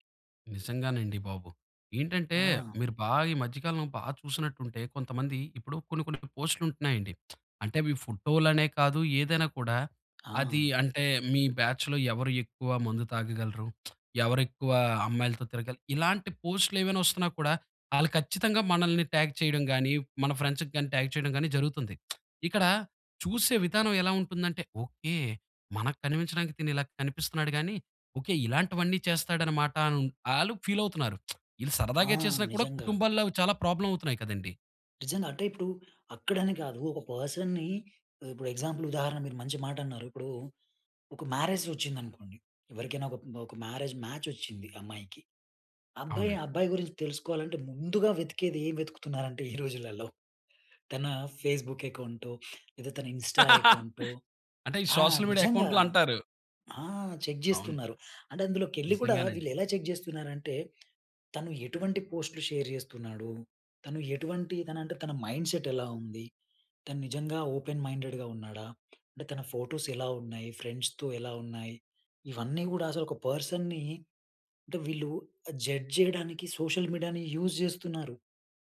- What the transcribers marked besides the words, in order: other background noise; lip smack; in English: "బ్యాచ్‌లో"; lip smack; in English: "ట్యాగ్"; in English: "ఫ్రెండ్స్‌కి"; in English: "ట్యాగ్"; lip smack; in English: "ఫీల్"; lip smack; in English: "ప్రాబ్లమ్"; in English: "పర్సన్‌ని"; in English: "ఎగ్జాంపుల్"; in English: "మ్యారేజ్"; in English: "మ్యారేజ్ మ్యాచ్"; chuckle; in English: "ఫేస్‌బుక్"; laugh; in English: "సోషల్ మీడియా"; in English: "ఇన్స్టా"; in English: "చెక్"; in English: "చెక్"; in English: "షేర్"; in English: "మైండ్ సెట్"; in English: "ఓపెన్ మైండెడ్‌గా"; in English: "ఫోటోస్"; in English: "ఫ్రెండ్స్‌తో"; in English: "పర్సన్‌ని"; in English: "జడ్జ్"; in English: "సోషల్ మీడియాని యూజ్"
- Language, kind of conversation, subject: Telugu, podcast, పాత పోస్టులను తొలగించాలా లేదా దాచివేయాలా అనే విషయంలో మీ అభిప్రాయం ఏమిటి?